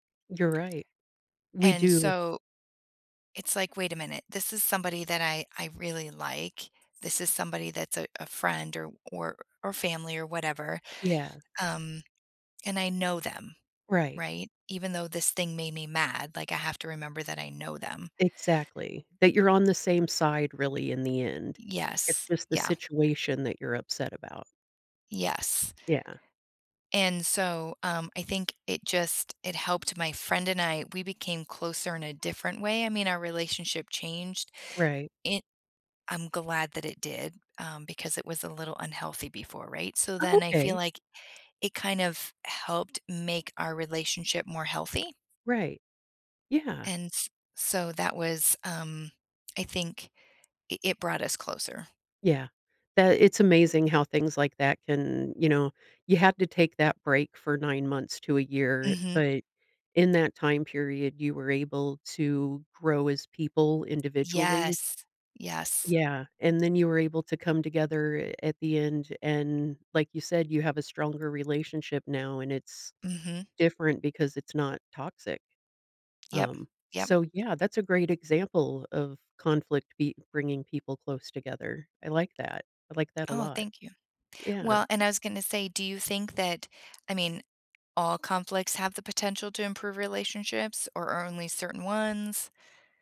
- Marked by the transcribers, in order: tapping
- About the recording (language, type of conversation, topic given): English, unstructured, How has conflict unexpectedly brought people closer?